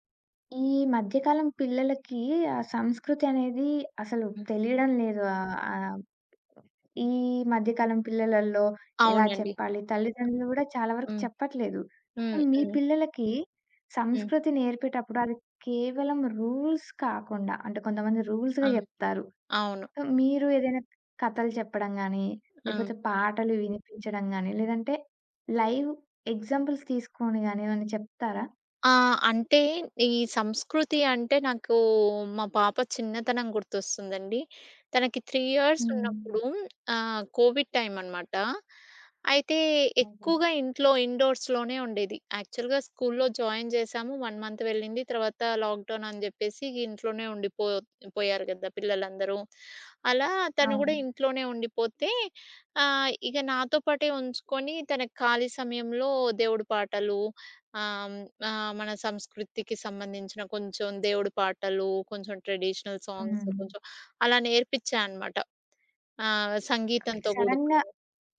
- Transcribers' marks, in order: other background noise; tapping; in English: "సో"; in English: "రూల్స్"; in English: "రూల్స్‌గా"; in English: "సో"; in English: "లైవ్ ఎగ్జాంపుల్స్"; in English: "త్రీ ఇయర్స్"; in English: "కోవిడ్"; in English: "ఇండోర్స్‌లోనే"; in English: "యాక్చువల్‌గా స్కూల్లో జాయిన్"; in English: "వన్ మంత్"; in English: "ట్రెడిషనల్ సాంగ్స్"; in English: "సడన్‌గా"
- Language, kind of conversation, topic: Telugu, podcast, మీ పిల్లలకు మీ సంస్కృతిని ఎలా నేర్పిస్తారు?